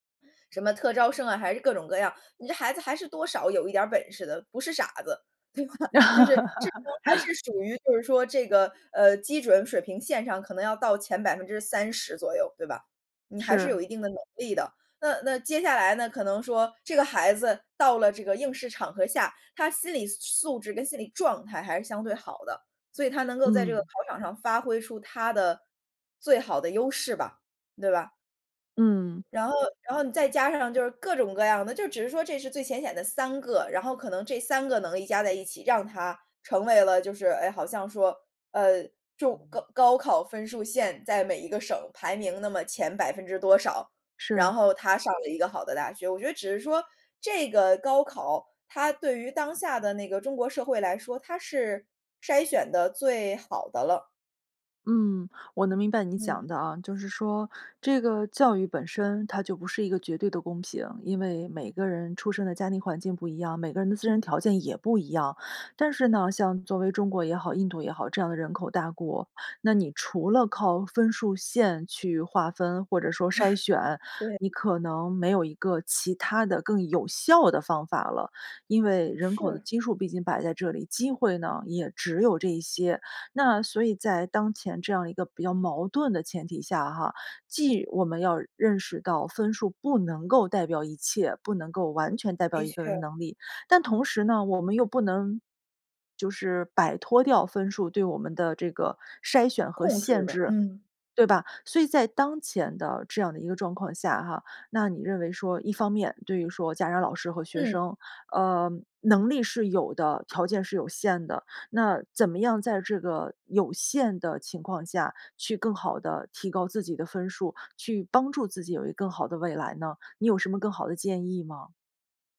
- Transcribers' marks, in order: laugh; laughing while speaking: "对吧？"; alarm; chuckle
- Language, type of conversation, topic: Chinese, podcast, 你觉得分数能代表能力吗？